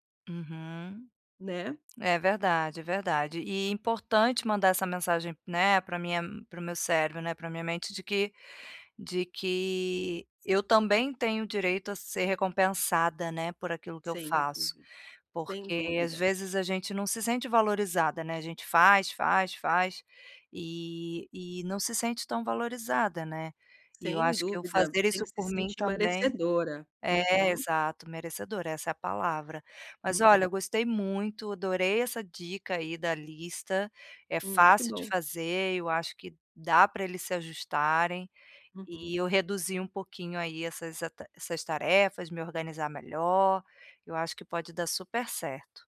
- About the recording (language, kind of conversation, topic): Portuguese, advice, Como posso reduzir a multitarefa e melhorar o meu foco?
- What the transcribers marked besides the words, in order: none